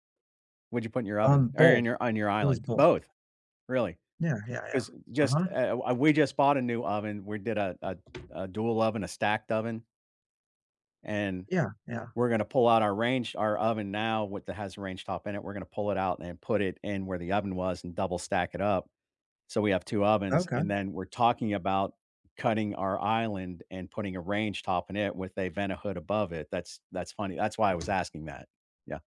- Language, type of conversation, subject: English, unstructured, What kitchen DIY projects do you love tackling, and what memories come with them?
- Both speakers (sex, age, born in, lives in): male, 40-44, United States, United States; male, 60-64, United States, United States
- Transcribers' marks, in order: tapping